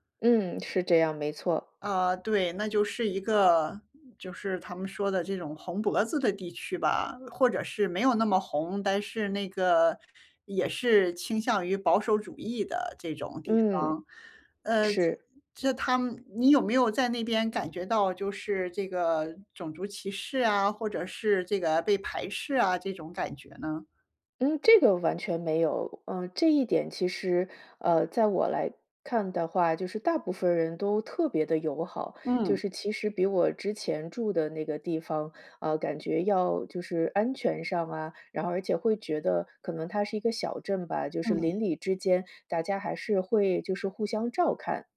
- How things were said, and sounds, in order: none
- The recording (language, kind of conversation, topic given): Chinese, advice, 如何适应生活中的重大变动？